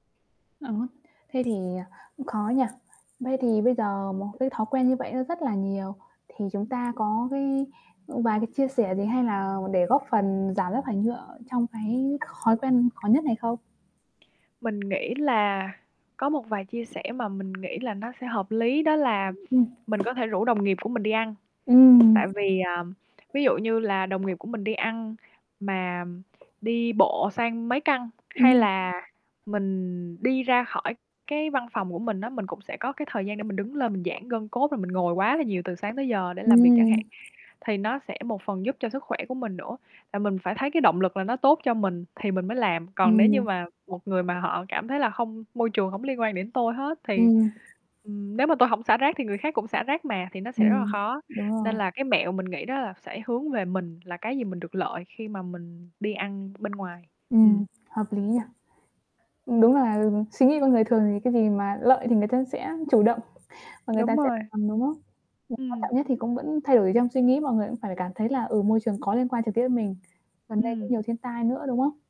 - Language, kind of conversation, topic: Vietnamese, podcast, Bạn có thể chia sẻ những cách hiệu quả để giảm rác nhựa trong đời sống hằng ngày không?
- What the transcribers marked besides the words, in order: static; other background noise; distorted speech; tapping; unintelligible speech; mechanical hum; unintelligible speech